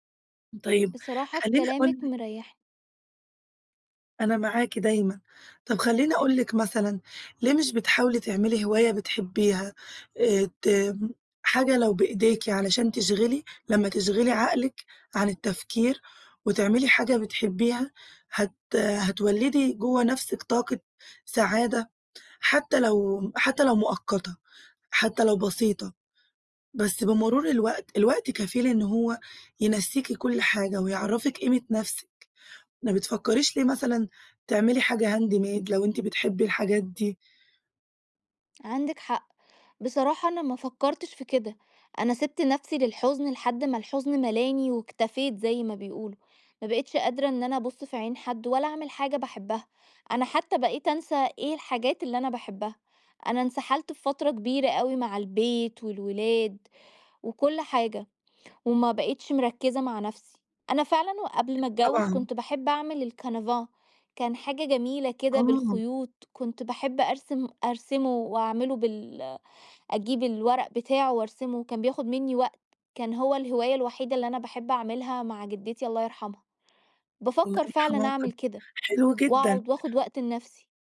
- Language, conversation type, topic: Arabic, advice, إزاي الانفصال أثّر على أدائي في الشغل أو الدراسة؟
- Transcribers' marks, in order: in English: "handmade"; tapping; in English: "الcanvas"; unintelligible speech